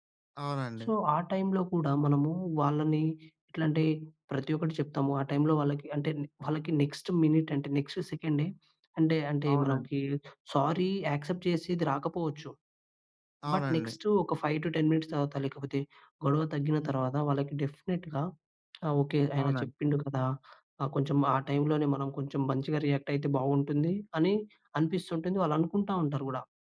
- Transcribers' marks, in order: other background noise; in English: "సో"; in English: "నెక్స్ట్ మినిట్"; in English: "నెక్స్ట్"; in English: "సారీ యాక్సెప్ట్"; in English: "బట్ నెక్స్ట్"; in English: "ఫైవ్ టు టెన్ మినిట్స్"; in English: "డెఫినిట్‌గా"; tapping; in English: "రియాక్ట్"
- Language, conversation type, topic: Telugu, podcast, సమస్యపై మాట్లాడడానికి సరైన సమయాన్ని మీరు ఎలా ఎంచుకుంటారు?